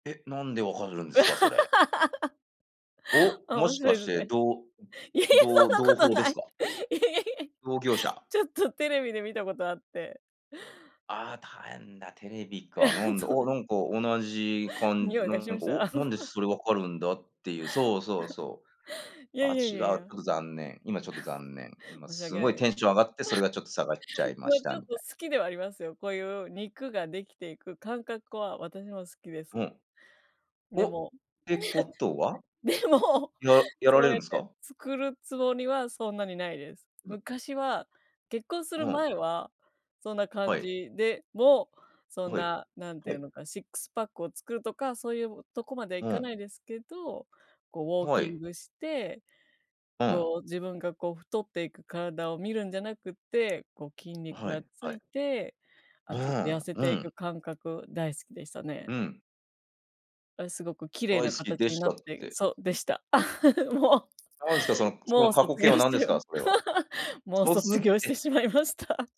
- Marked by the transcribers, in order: laugh; other background noise; laughing while speaking: "いえいえ、そんなことない。いえいえ"; laugh; laugh; laugh; laugh; laugh; laugh; laughing while speaking: "でも"; laugh; laughing while speaking: "もう もう卒業しちゃいま"; laugh; laughing while speaking: "卒業してしまいました"
- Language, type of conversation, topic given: Japanese, unstructured, 趣味でいちばん楽しかった思い出は何ですか？